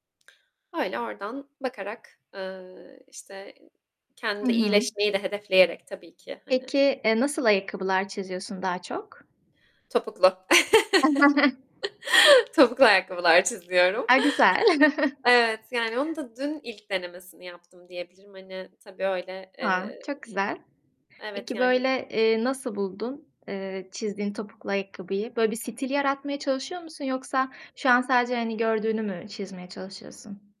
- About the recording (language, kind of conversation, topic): Turkish, podcast, Hobin nasıl başladı, biraz anlatır mısın?
- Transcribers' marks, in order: tapping; static; laugh; other background noise; chuckle; chuckle